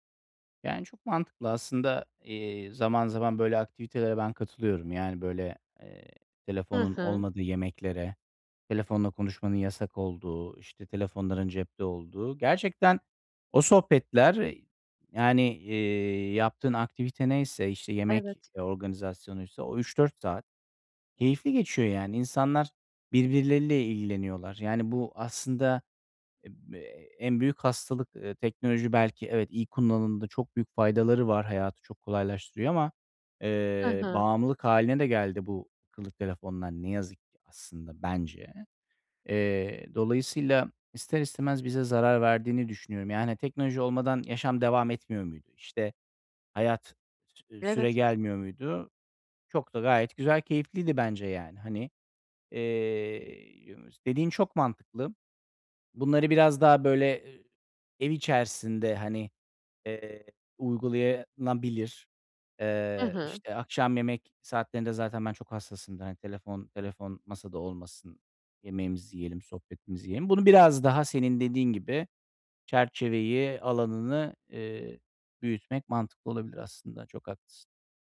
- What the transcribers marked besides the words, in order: other noise; unintelligible speech; "uygulanabilir" said as "uygulayanabilir"
- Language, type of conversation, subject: Turkish, advice, Evde film izlerken veya müzik dinlerken teknolojinin dikkatimi dağıtmasını nasıl azaltıp daha rahat edebilirim?